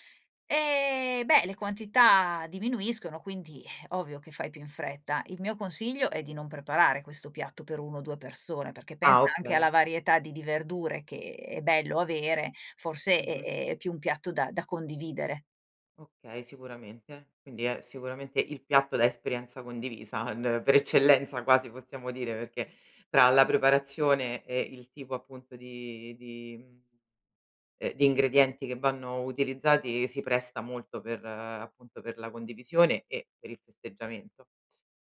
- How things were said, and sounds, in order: other background noise; laughing while speaking: "condivisa"
- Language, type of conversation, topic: Italian, podcast, Qual è un’esperienza culinaria condivisa che ti ha colpito?